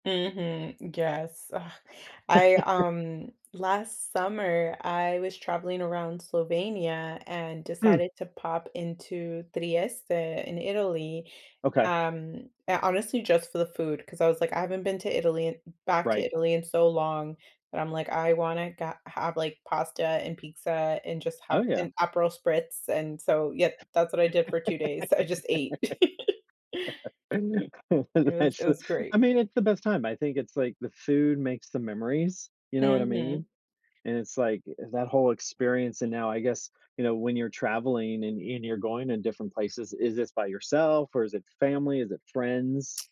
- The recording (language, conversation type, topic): English, unstructured, How has trying new foods while traveling changed your perspective on different cultures?
- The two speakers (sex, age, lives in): female, 35-39, United States; male, 55-59, United States
- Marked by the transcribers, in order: tapping; chuckle; laugh